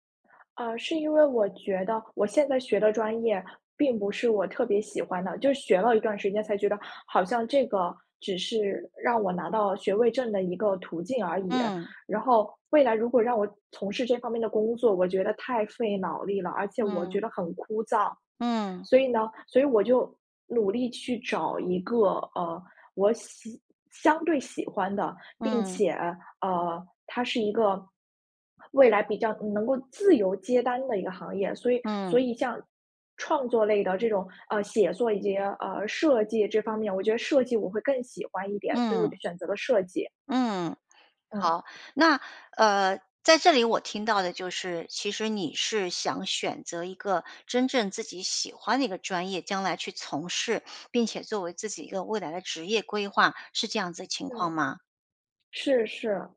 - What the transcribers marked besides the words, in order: tapping
- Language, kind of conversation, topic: Chinese, advice, 被批评后，你的创作自信是怎样受挫的？